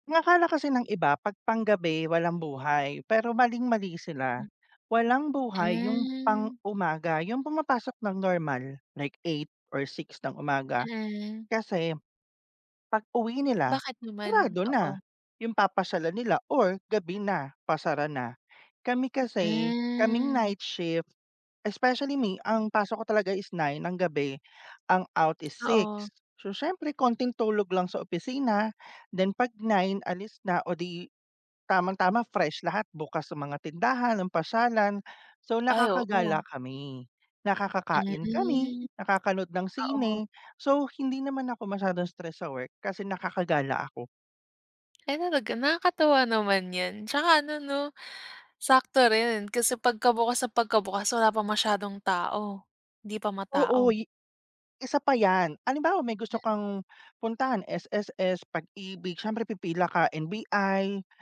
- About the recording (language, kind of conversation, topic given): Filipino, unstructured, Paano mo pinapawi ang stress pagkatapos ng trabaho o eskuwela?
- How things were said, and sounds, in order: none